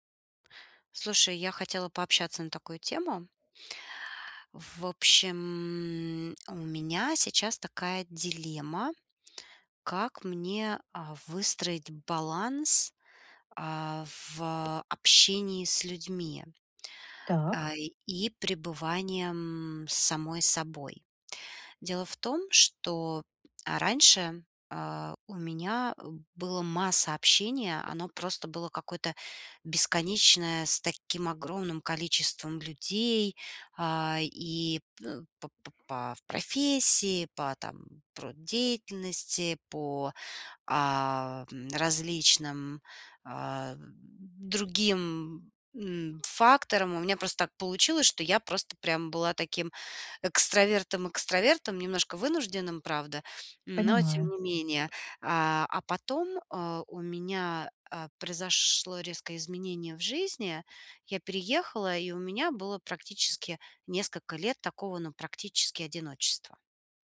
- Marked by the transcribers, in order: drawn out: "В общем"; tapping
- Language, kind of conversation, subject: Russian, advice, Как мне найти баланс между общением и временем в одиночестве?